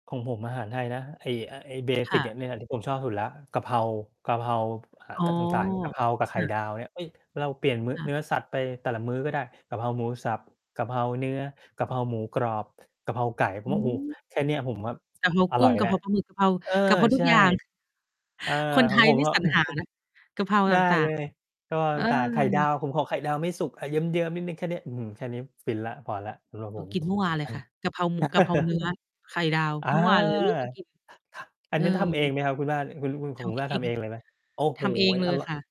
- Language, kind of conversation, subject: Thai, unstructured, อาหารไทยจานไหนที่คุณคิดว่าอร่อยที่สุด?
- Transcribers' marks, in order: distorted speech; chuckle; laugh; other noise